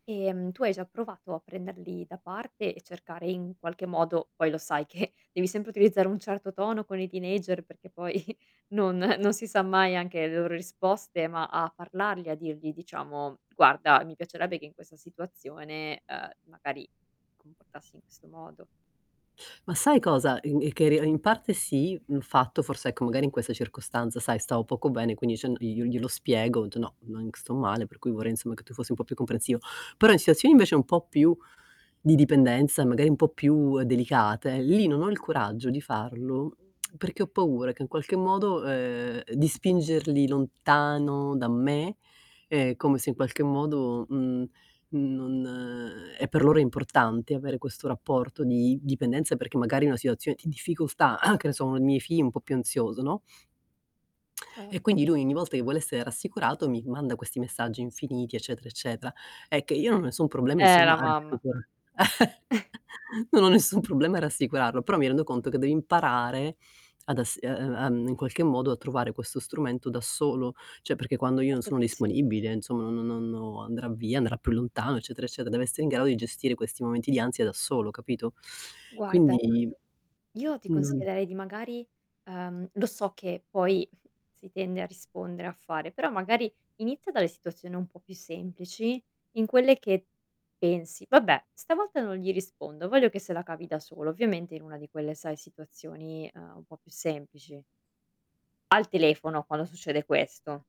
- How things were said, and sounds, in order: distorted speech; laughing while speaking: "che"; in English: "teenager"; laughing while speaking: "poi non"; unintelligible speech; unintelligible speech; tongue click; throat clearing; "figli" said as "fii"; static; tapping; chuckle; unintelligible speech; laugh; "cioè" said as "ceh"; background speech; chuckle
- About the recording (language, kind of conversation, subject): Italian, advice, Come posso stabilire confini chiari con la mia famiglia e i miei amici?